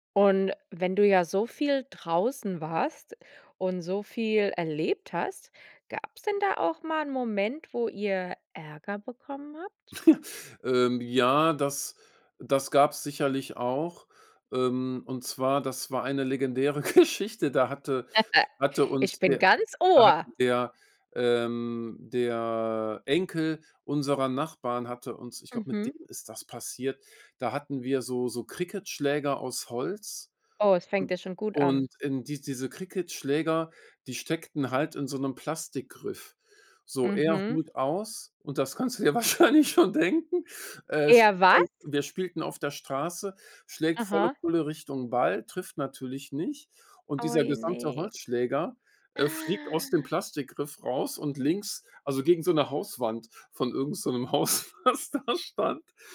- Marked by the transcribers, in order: chuckle; laughing while speaking: "Geschichte"; laugh; laughing while speaking: "das kannst du dir wahrscheinlich schon denken"; tapping; other noise; laughing while speaking: "Haus, was da stand"
- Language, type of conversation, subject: German, podcast, Welche Abenteuer hast du als Kind draußen erlebt?